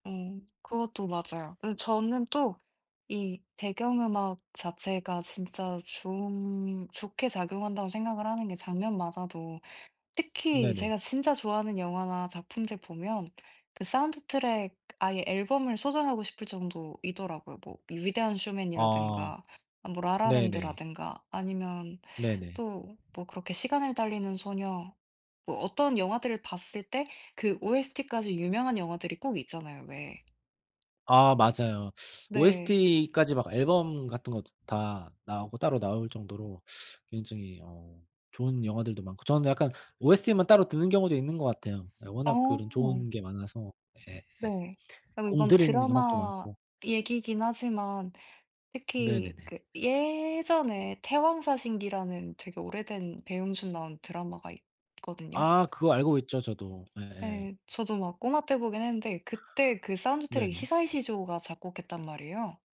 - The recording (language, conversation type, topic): Korean, unstructured, 영화를 보다가 울거나 웃었던 기억이 있나요?
- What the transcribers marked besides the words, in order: other background noise; tapping